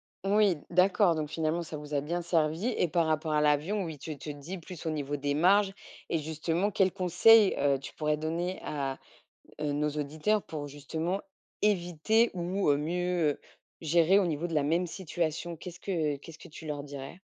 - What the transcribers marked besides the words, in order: stressed: "conseils"; stressed: "éviter"
- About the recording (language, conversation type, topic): French, podcast, Quelle aventure imprévue t’est arrivée pendant un voyage ?